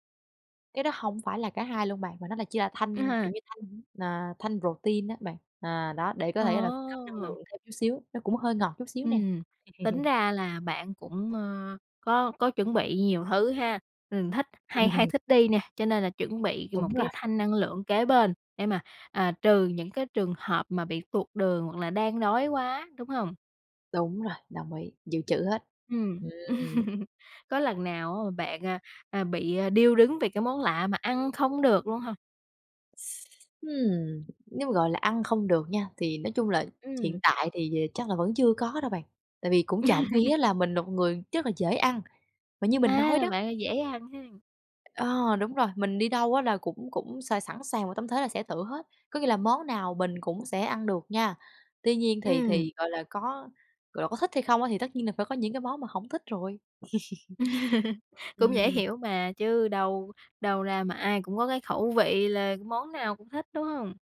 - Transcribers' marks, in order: tapping; laugh; laugh; laugh; other background noise; laugh; laugh
- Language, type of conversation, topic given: Vietnamese, podcast, Bạn thay đổi thói quen ăn uống thế nào khi đi xa?